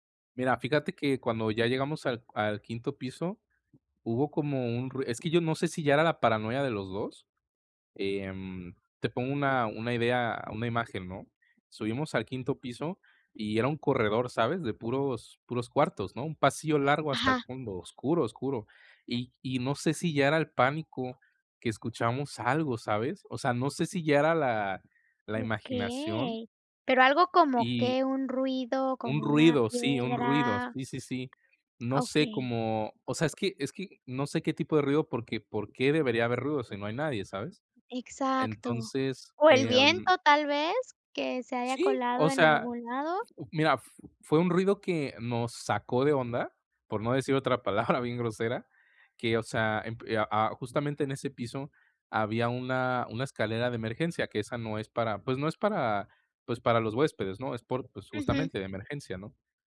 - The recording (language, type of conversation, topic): Spanish, advice, ¿Cómo puedo manejar la ansiedad al explorar lugares nuevos?
- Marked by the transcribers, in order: other background noise; tapping